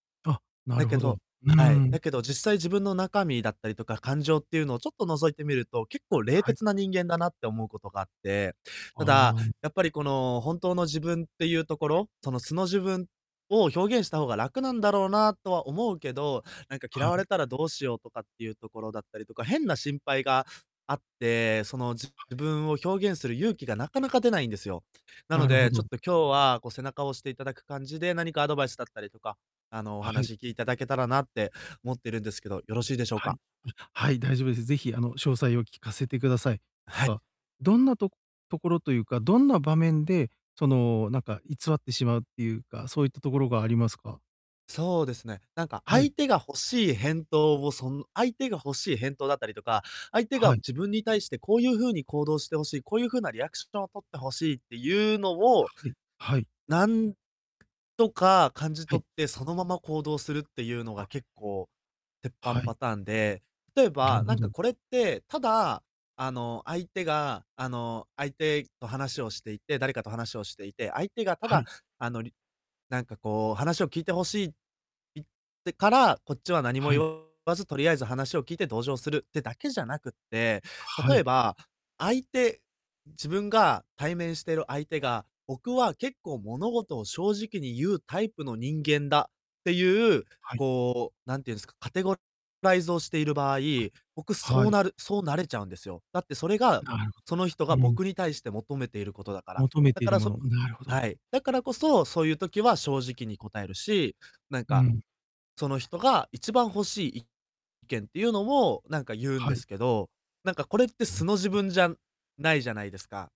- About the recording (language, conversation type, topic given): Japanese, advice, 本当の自分を表現する勇気が持てないとき、どうやって一歩目を踏み出せばいいですか？
- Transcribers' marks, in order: distorted speech